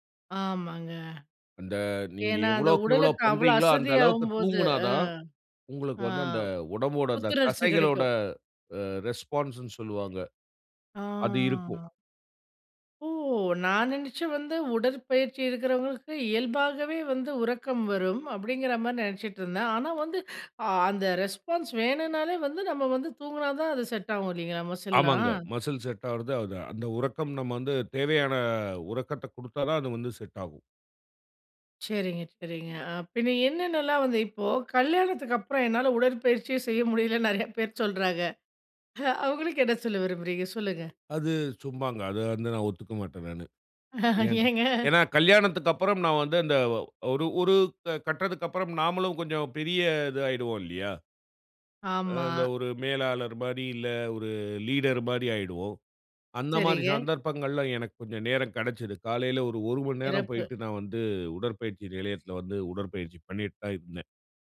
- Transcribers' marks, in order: trusting: "அந்த உடலுக்கு அவ்ளோ அசதியாகும்போது, அ - அ புத்துணர்ச்சி கெடைக்கும்"; in English: "ரெஸ்பான்ஸ்"; drawn out: "ஆ"; inhale; in English: "ரெஸ்பான்ஸ்"; in English: "மஸ்ஸில்"; in English: "மஸ்ஸுல்ஸ்"; put-on voice: "செட்"; snort; angry: "அத வந்து நான் ஒத்துக்க மாட்டேன், நானு"; chuckle; trusting: "காலைல ஒரு ஒரு மணிநேரம் போய்ட்டு … பண்ணிட்டு தான் இருந்தேன்"
- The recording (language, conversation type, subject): Tamil, podcast, உங்கள் உடற்பயிற்சி பழக்கத்தை எப்படி உருவாக்கினீர்கள்?